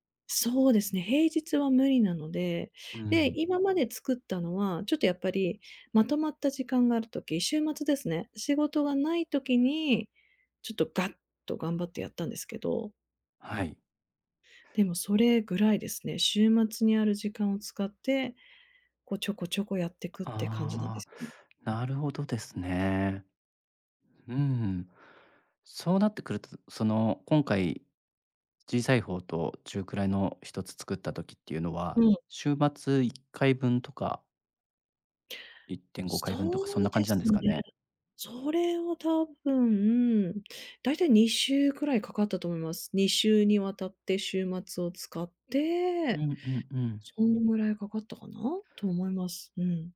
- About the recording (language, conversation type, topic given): Japanese, advice, 日常の忙しさで創作の時間を確保できない
- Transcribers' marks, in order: none